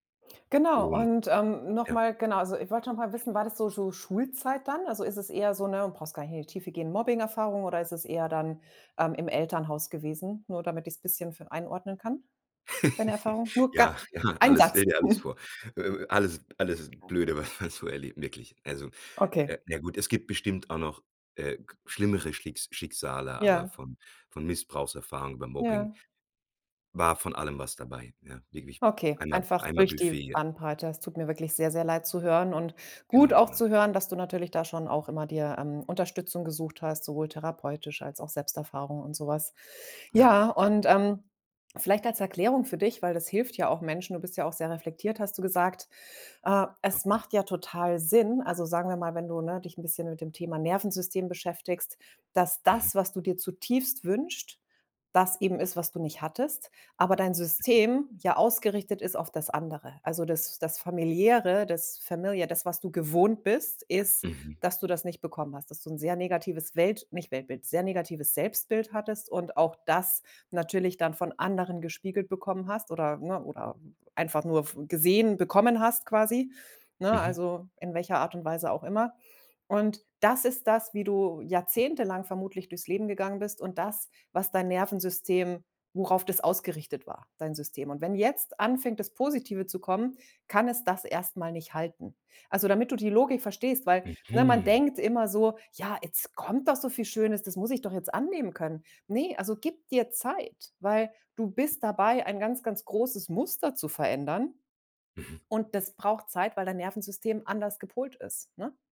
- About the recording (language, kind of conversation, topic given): German, advice, Wie kann ich mit schwierigem Feedback im Mitarbeitergespräch umgehen, das mich verunsichert?
- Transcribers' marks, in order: laugh; chuckle; laughing while speaking: "was man"; stressed: "das"; in English: "familiar"